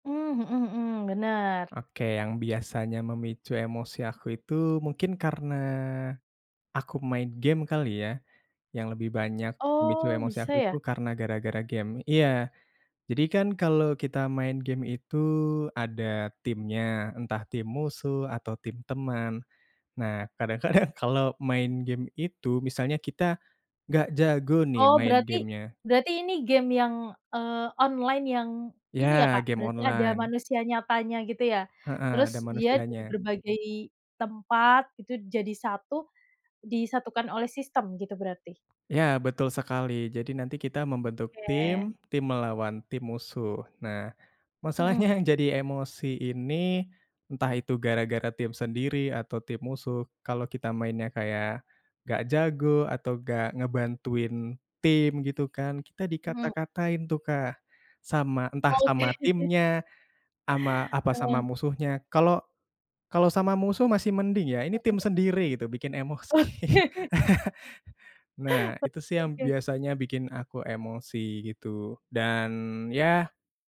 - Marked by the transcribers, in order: tapping; laughing while speaking: "kadang-kadang"; chuckle; chuckle; laughing while speaking: "emosi"; chuckle
- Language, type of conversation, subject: Indonesian, podcast, Apa yang biasanya memicu emosi kamu, dan bagaimana kamu menenangkannya?